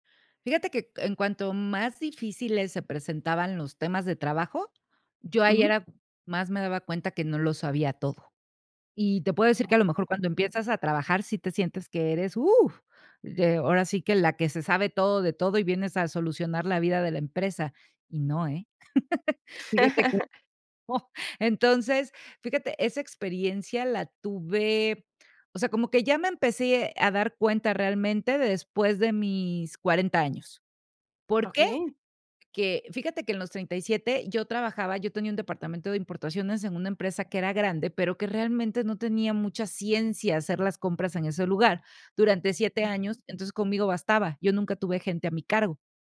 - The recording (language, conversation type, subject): Spanish, podcast, ¿Te gusta más crear a solas o con más gente?
- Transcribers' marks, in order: other background noise; laugh; unintelligible speech